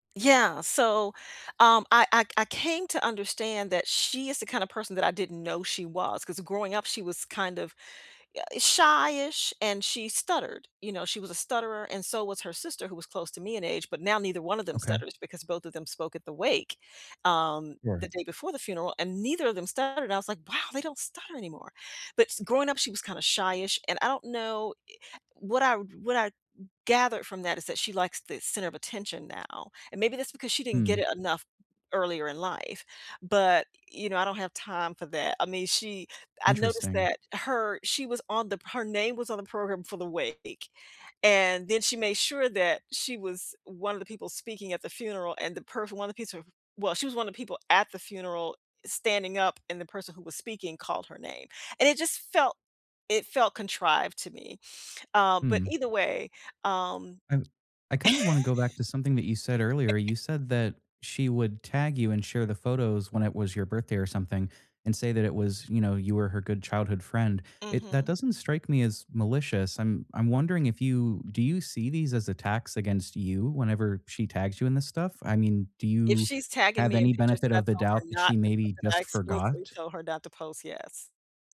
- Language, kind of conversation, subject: English, unstructured, How do you handle disagreements with friends?
- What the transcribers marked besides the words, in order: other background noise; laugh